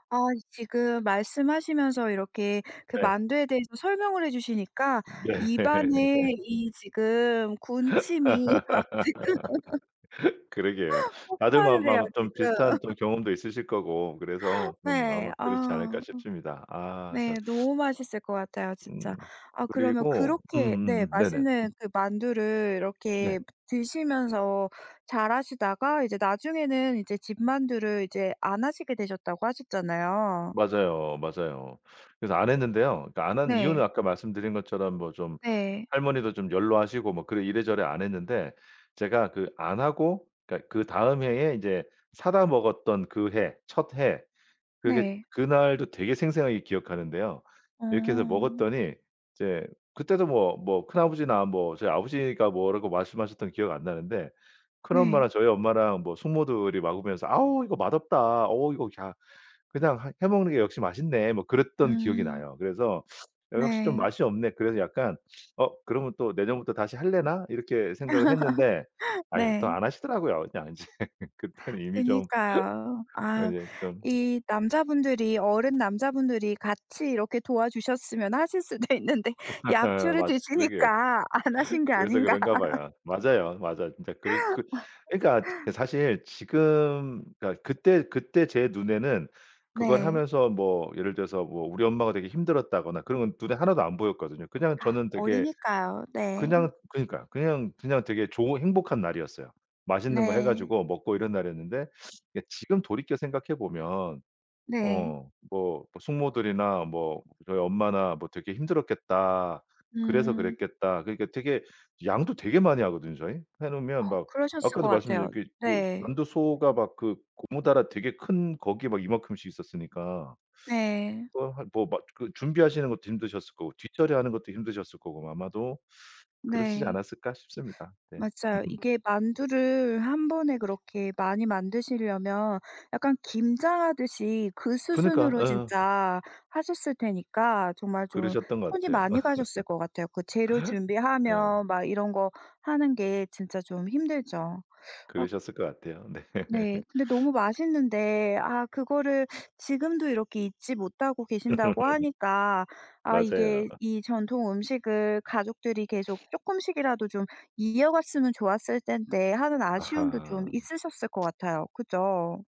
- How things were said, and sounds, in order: other background noise; laugh; laughing while speaking: "막 지금"; laugh; laugh; laugh; laugh; tsk; laughing while speaking: "수도 있는데 약주를 드시니까 안 하신 게 아닌가"; laugh; laugh; tapping; laugh; laugh; laughing while speaking: "네"; laugh; laugh; laughing while speaking: "맞아요"; sniff; tsk
- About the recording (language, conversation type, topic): Korean, podcast, 가장 기억에 남는 전통 음식은 무엇인가요?